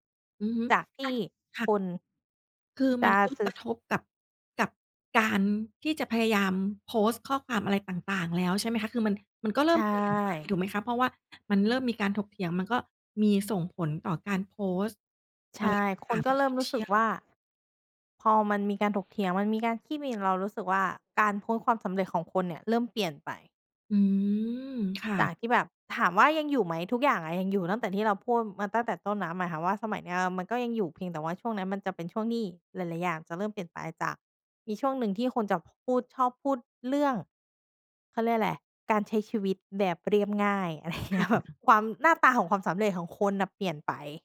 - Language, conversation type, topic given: Thai, podcast, สังคมออนไลน์เปลี่ยนความหมายของความสำเร็จอย่างไรบ้าง?
- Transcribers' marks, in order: other background noise; tapping; background speech; laughing while speaking: "อะไรเงี้ย"